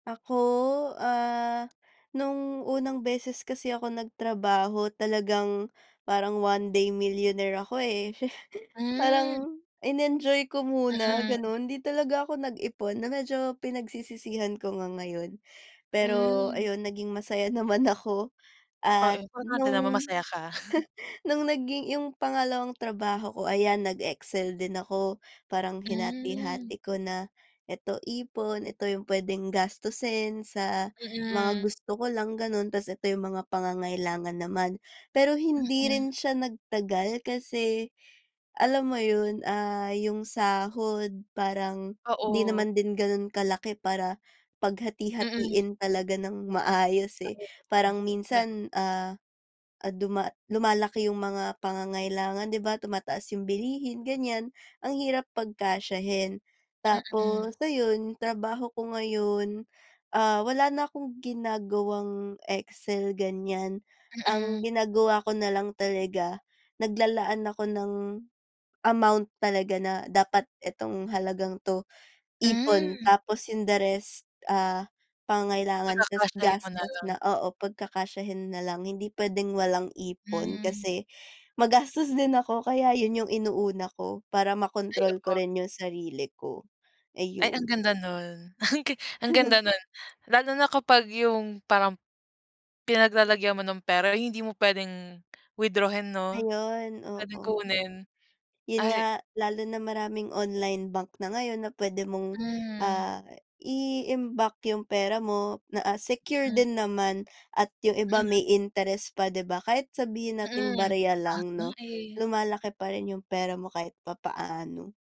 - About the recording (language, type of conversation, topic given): Filipino, unstructured, Paano mo pinaplano kung paano mo gagamitin ang pera mo sa hinaharap?
- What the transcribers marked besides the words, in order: tapping; chuckle; chuckle; chuckle